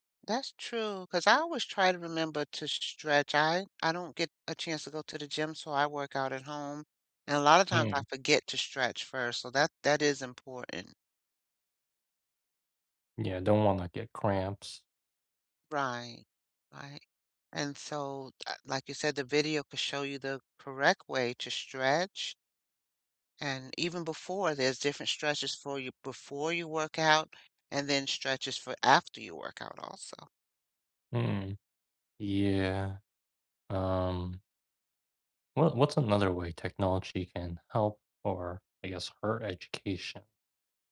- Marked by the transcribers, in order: none
- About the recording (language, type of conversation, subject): English, unstructured, Can technology help education more than it hurts it?
- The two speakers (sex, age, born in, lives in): female, 60-64, United States, United States; male, 25-29, United States, United States